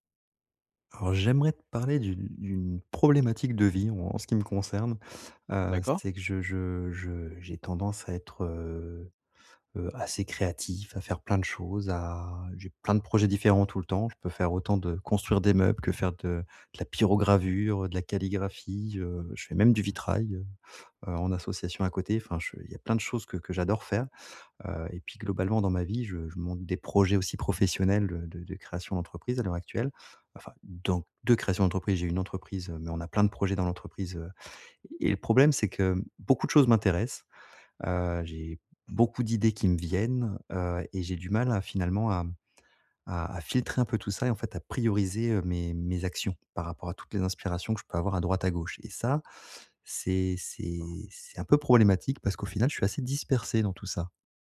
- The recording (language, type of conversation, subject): French, advice, Comment puis-je filtrer et prioriser les idées qui m’inspirent le plus ?
- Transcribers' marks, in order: stressed: "donc de"